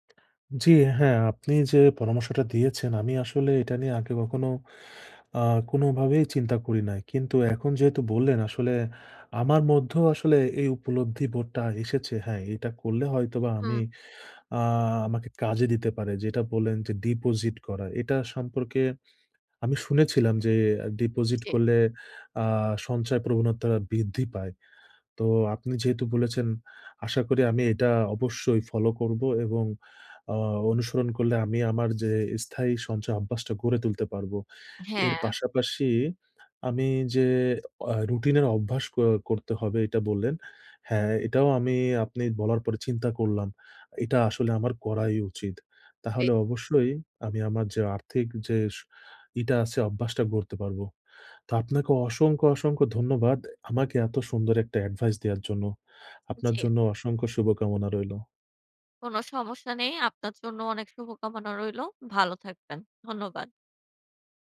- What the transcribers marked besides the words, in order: in English: "deposit"; in English: "deposit"; drawn out: "আমি"; tapping
- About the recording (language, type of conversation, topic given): Bengali, advice, আর্থিক সঞ্চয় শুরু করে তা ধারাবাহিকভাবে চালিয়ে যাওয়ার স্থায়ী অভ্যাস গড়তে আমার কেন সমস্যা হচ্ছে?